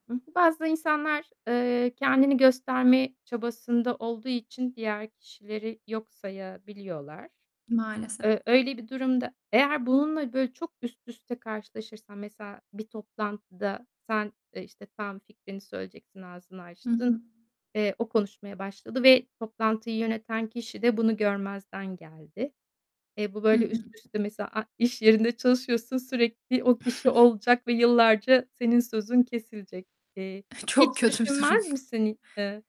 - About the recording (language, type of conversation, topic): Turkish, podcast, İletişim yoluyla kişisel sınırlarını nasıl koruyorsun?
- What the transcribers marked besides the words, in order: other background noise; tapping; distorted speech; giggle; laughing while speaking: "Çok kötü bir durum"